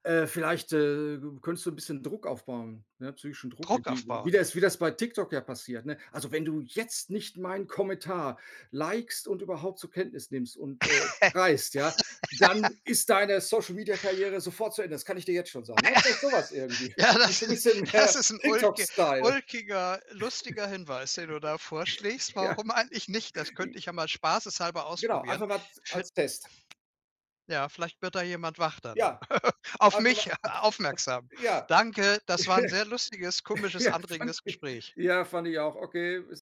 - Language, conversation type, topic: German, advice, Wie kann ich mich sicherer fühlen, wenn ich in Gruppen oft übersehen werde?
- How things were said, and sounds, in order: laugh; other background noise; giggle; laughing while speaking: "Ja, das is das ist 'n ulki"; chuckle; giggle; giggle